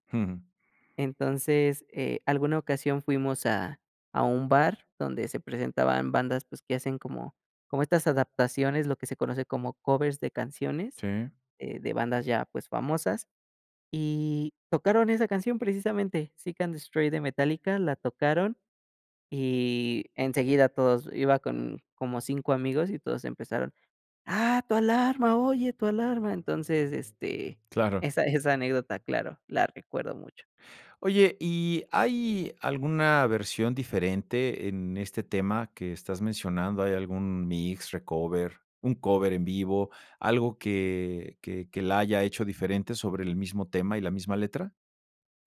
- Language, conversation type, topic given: Spanish, podcast, ¿Cuál es tu canción favorita y por qué?
- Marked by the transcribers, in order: none